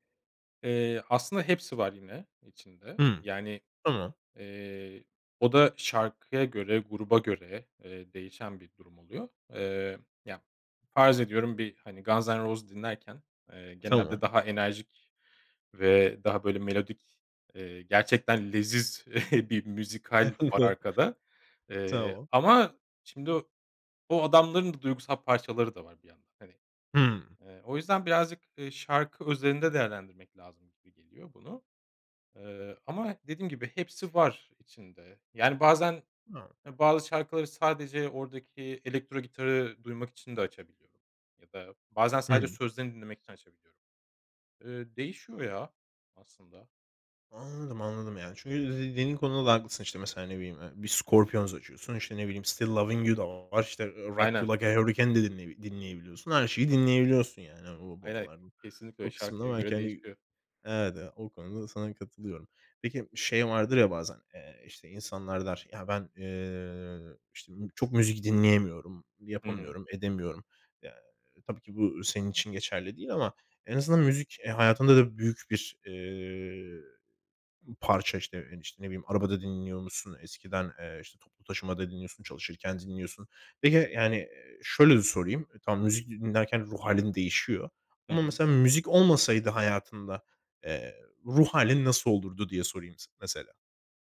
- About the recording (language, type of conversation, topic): Turkish, podcast, Müzik dinlerken ruh halin nasıl değişir?
- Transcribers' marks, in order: chuckle; chuckle; unintelligible speech